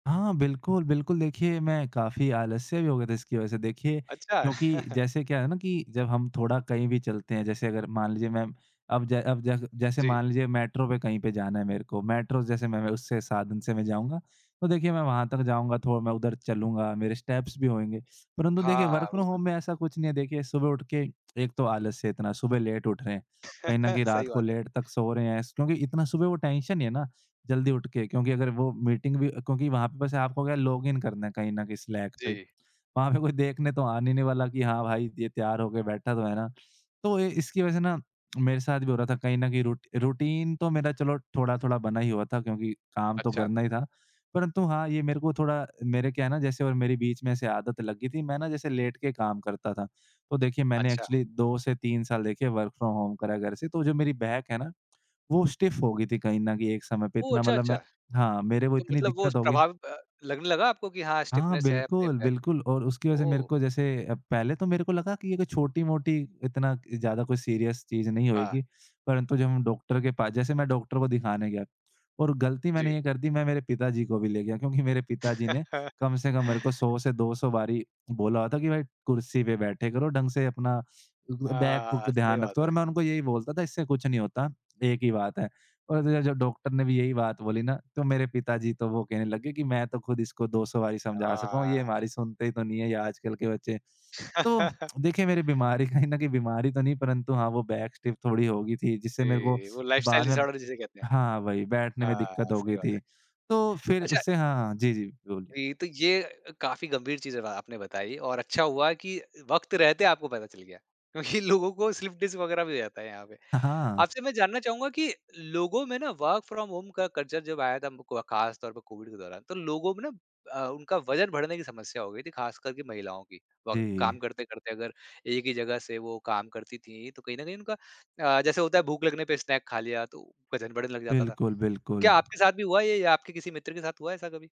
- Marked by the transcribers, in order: chuckle; in English: "स्टेप्स"; in English: "वर्क फ्रॉम होम"; tapping; in English: "लेट"; chuckle; in English: "लेट"; in English: "टेंशन"; in English: "लॉग इन"; laughing while speaking: "पे कोई"; in English: "रूट रूटीन"; other background noise; in English: "लेट"; in English: "एक्चुअली"; in English: "वर्क फ्रॉम होम"; in English: "बैक"; in English: "स्टिफ़"; in English: "स्टिफ़नेस"; in English: "बैक"; in English: "सीरियस"; chuckle; in English: "बैक"; chuckle; lip smack; laughing while speaking: "कहीं न कहीं"; in English: "बैक स्टिफ़"; in English: "लाइफ़स्टाइल डिसॉर्डर"; laughing while speaking: "क्योंकि"; in English: "वर्क फ्रॉम होम"; in English: "कल्चर"; in English: "स्नैक"
- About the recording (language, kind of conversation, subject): Hindi, podcast, वर्क फ्रॉम होम ने तुम्हारी दिनचर्या में क्या बदलाव लाया है?
- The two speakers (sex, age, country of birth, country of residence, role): male, 20-24, India, India, guest; male, 35-39, India, India, host